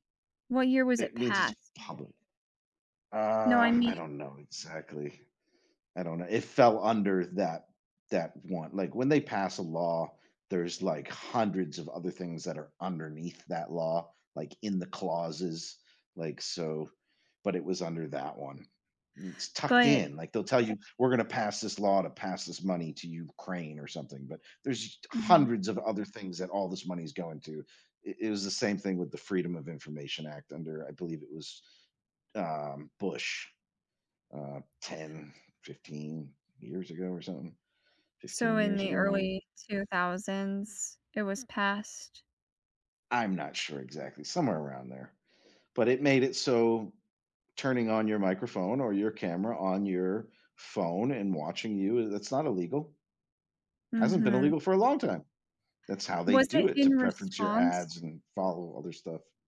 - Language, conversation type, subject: English, unstructured, What challenges and opportunities might come with knowing others' thoughts for a day?
- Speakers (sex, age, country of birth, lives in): female, 25-29, United States, United States; male, 45-49, United States, United States
- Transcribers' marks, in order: tapping